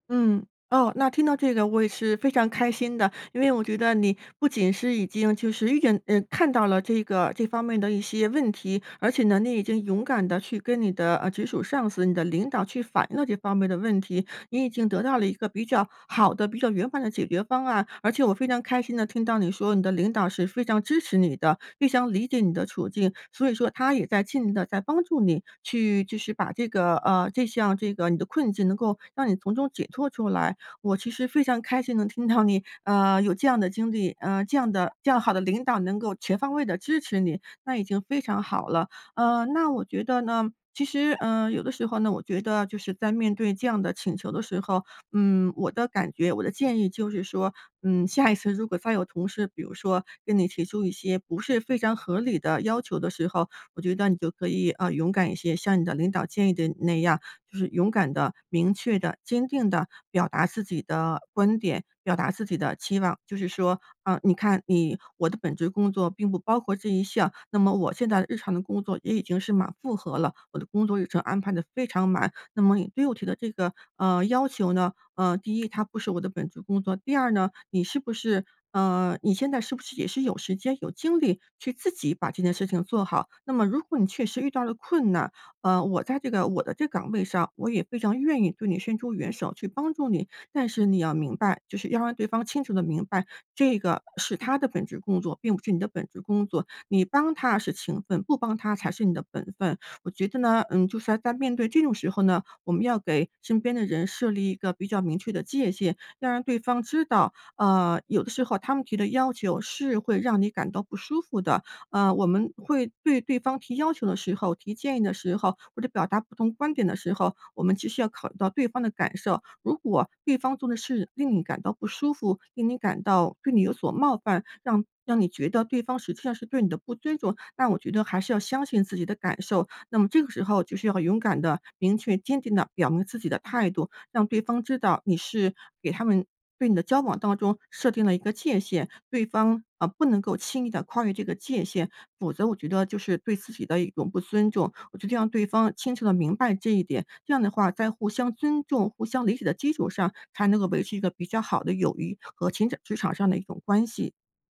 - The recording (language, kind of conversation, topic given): Chinese, advice, 我总是很难拒绝额外任务，结果感到职业倦怠，该怎么办？
- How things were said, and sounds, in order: laughing while speaking: "听到你"